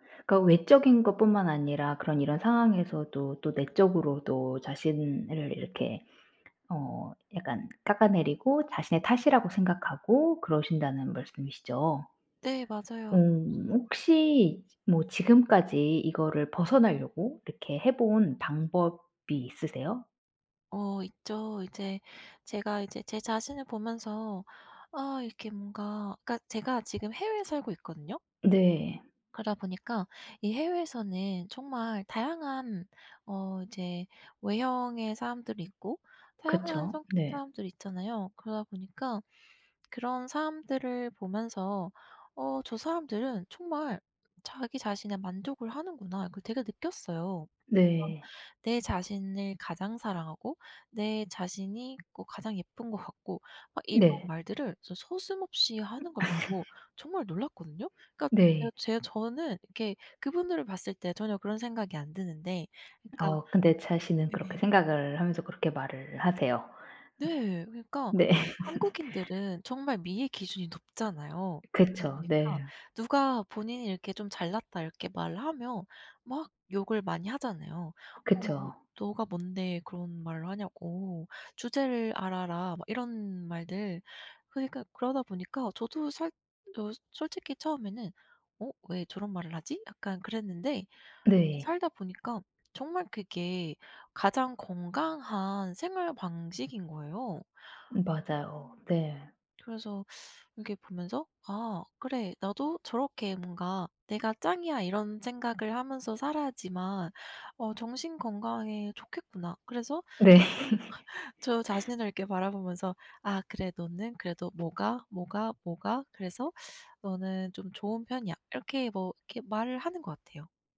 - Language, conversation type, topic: Korean, advice, 자꾸 스스로를 깎아내리는 생각이 습관처럼 떠오를 때 어떻게 해야 하나요?
- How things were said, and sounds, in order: tapping; other background noise; laugh; laughing while speaking: "네"; laugh; laugh; laughing while speaking: "네"; laugh